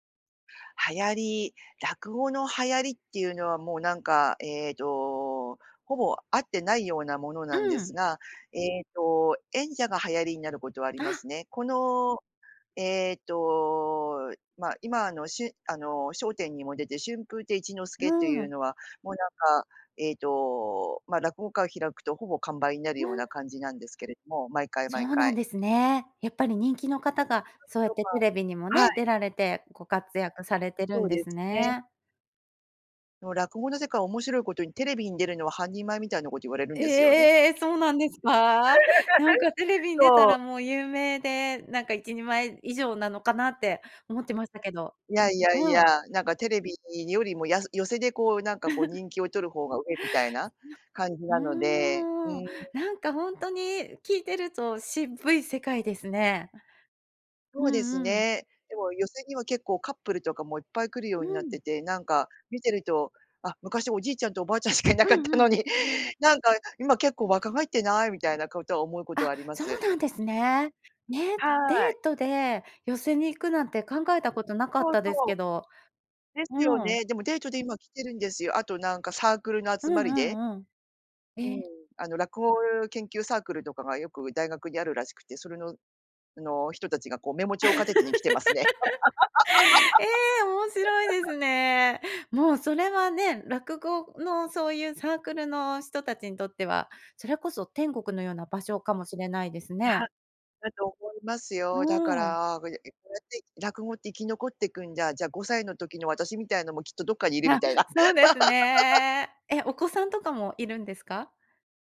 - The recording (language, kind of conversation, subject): Japanese, podcast, 初めて心を動かされた曲は何ですか？
- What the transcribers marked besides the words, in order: unintelligible speech; surprised: "ええ！そうなんですか？"; laugh; laugh; stressed: "渋い"; other noise; laughing while speaking: "おじいちゃんとおばあちゃんしかいなかったのに"; laugh; laugh; unintelligible speech; laugh